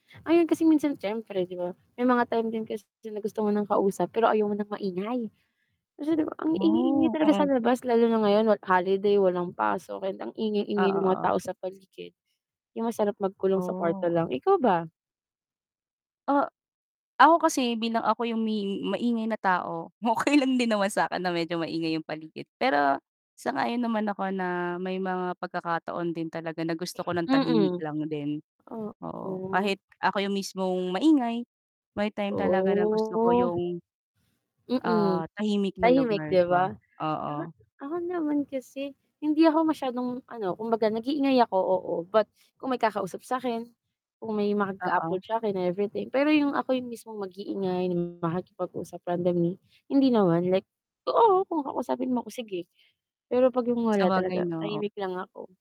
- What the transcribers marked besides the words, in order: static; other background noise; laughing while speaking: "okey lang din naman sa 'kin na medyo maingay 'yong"; tapping; distorted speech
- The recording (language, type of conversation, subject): Filipino, unstructured, Ano ang nararamdaman mo kapag may taong masyadong maingay sa paligid?